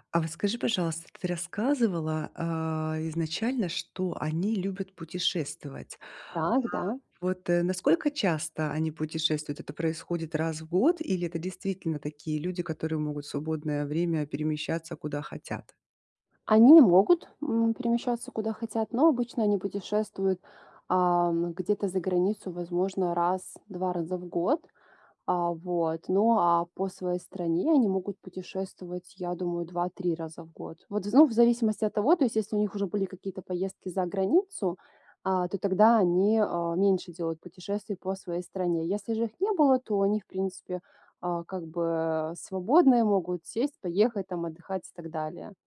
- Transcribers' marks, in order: none
- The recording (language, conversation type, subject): Russian, advice, Как выбрать подарок близкому человеку и не бояться, что он не понравится?